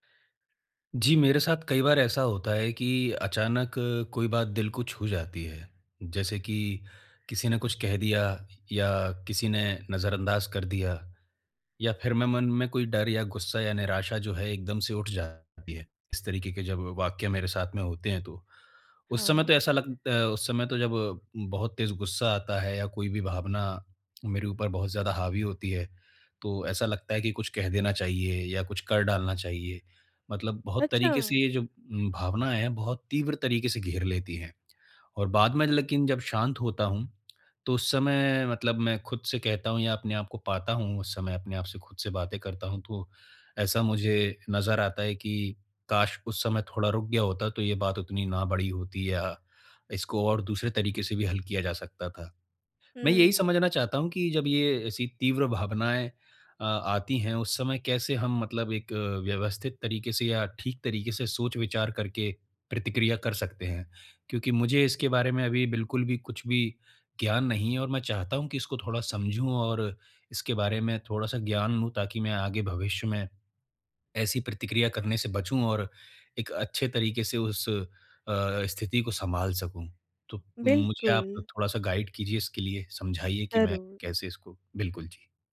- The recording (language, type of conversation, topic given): Hindi, advice, तीव्र भावनाओं के दौरान मैं शांत रहकर सोच-समझकर कैसे प्रतिक्रिया करूँ?
- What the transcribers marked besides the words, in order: tapping; in English: "गाइड"; other background noise